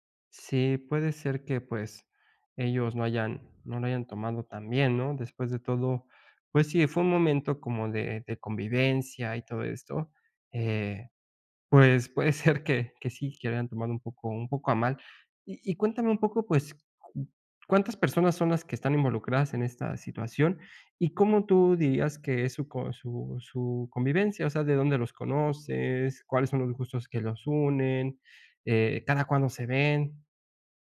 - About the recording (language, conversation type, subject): Spanish, advice, ¿Cómo puedo recuperarme después de un error social?
- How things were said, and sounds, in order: laughing while speaking: "puede ser que"